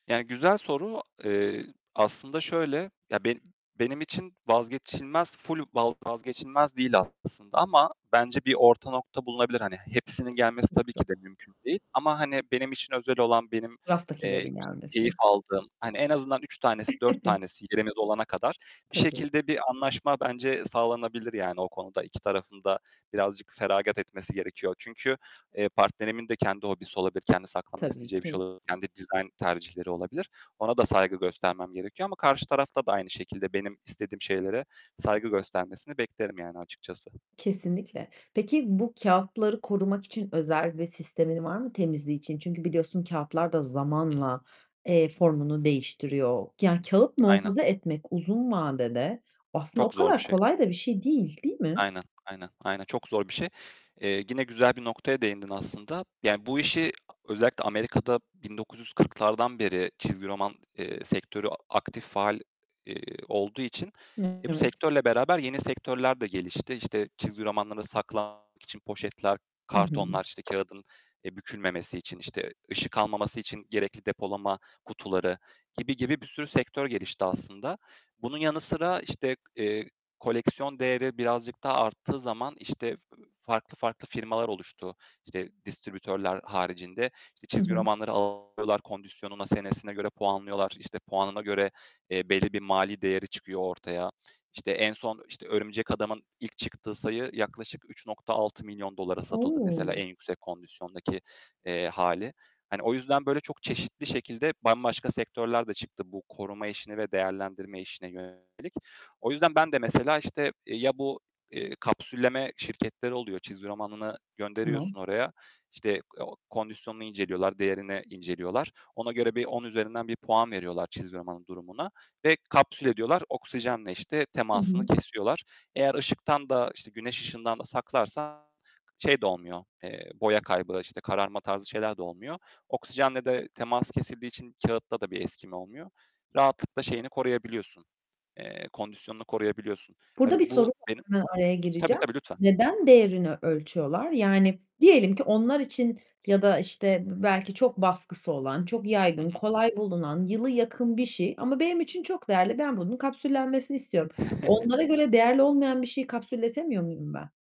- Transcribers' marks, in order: tapping; distorted speech; static; unintelligible speech; chuckle; other background noise; chuckle
- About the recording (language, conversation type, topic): Turkish, podcast, Bir hobiye başlamak için pahalı ekipman şart mı sence?